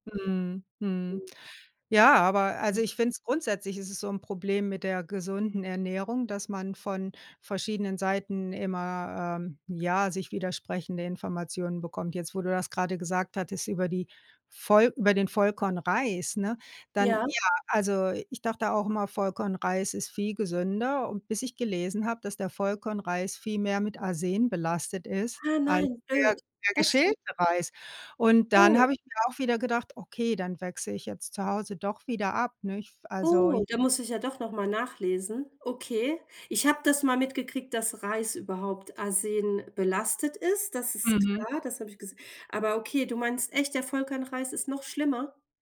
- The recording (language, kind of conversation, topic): German, unstructured, Wie wichtig ist dir eine gesunde Ernährung im Alltag?
- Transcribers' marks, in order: surprised: "Oh"